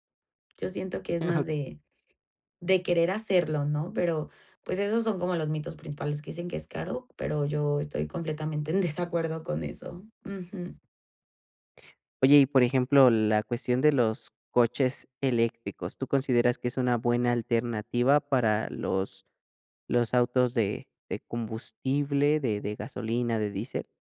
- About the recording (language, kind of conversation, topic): Spanish, podcast, ¿Cómo reducirías tu huella ecológica sin complicarte la vida?
- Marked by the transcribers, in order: unintelligible speech